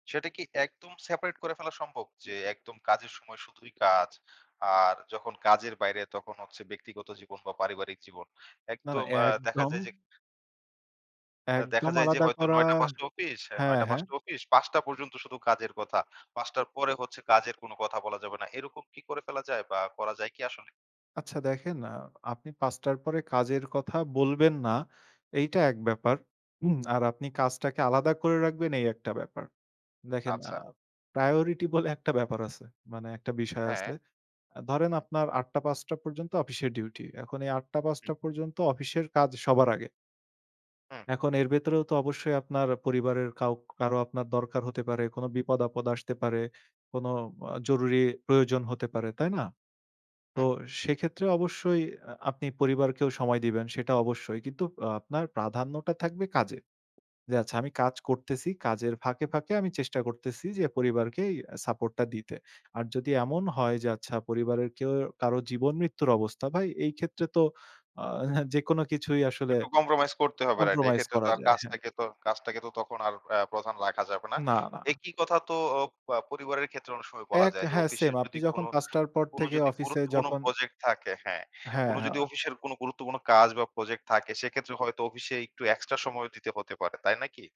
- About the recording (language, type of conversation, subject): Bengali, podcast, কাজ আর ব্যক্তিগত জীবনের মধ্যে ভারসাম্য কীভাবে বজায় রাখেন?
- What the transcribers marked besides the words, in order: none